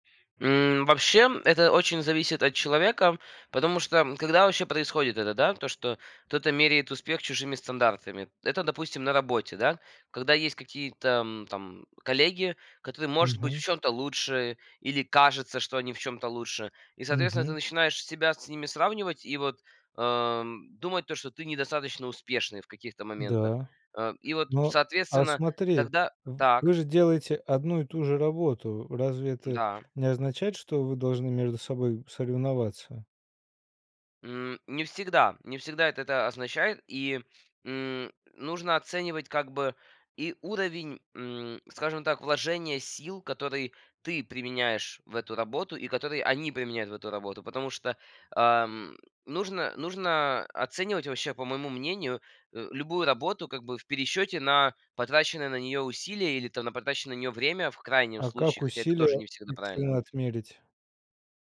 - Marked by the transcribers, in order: none
- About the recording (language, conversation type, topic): Russian, podcast, Как перестать измерять свой успех чужими стандартами?
- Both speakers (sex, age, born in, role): male, 18-19, Ukraine, guest; male, 30-34, Russia, host